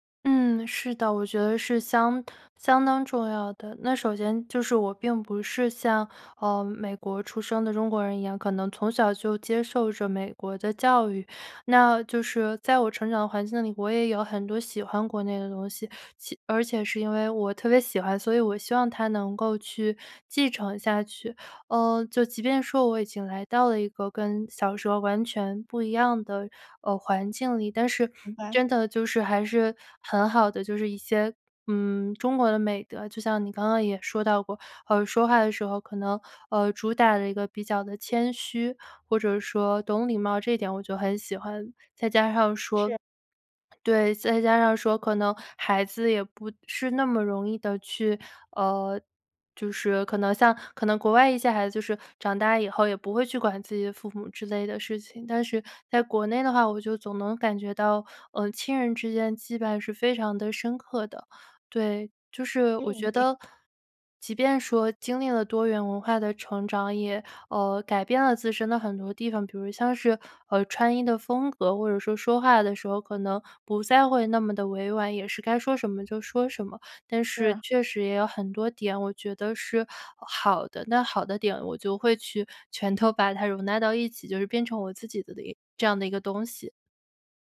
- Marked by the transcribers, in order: none
- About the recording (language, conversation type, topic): Chinese, podcast, 你能分享一下你的多元文化成长经历吗？
- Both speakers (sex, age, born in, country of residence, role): female, 20-24, China, United States, host; female, 25-29, China, United States, guest